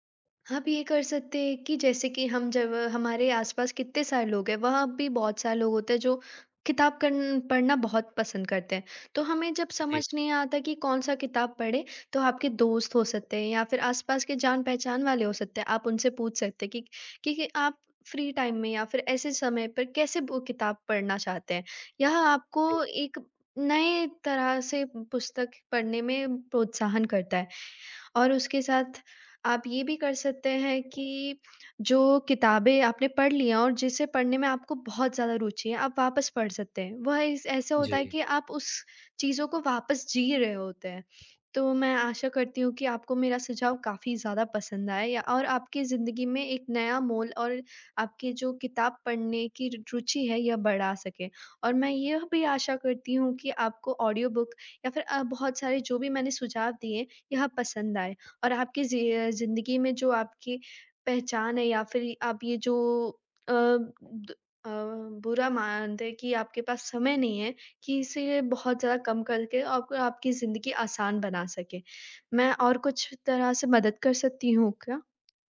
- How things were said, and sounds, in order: in English: "फ़्री टाइम"; in English: "ऑडियो बुक"
- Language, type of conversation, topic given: Hindi, advice, रोज़ पढ़ने की आदत बनानी है पर समय निकालना मुश्किल होता है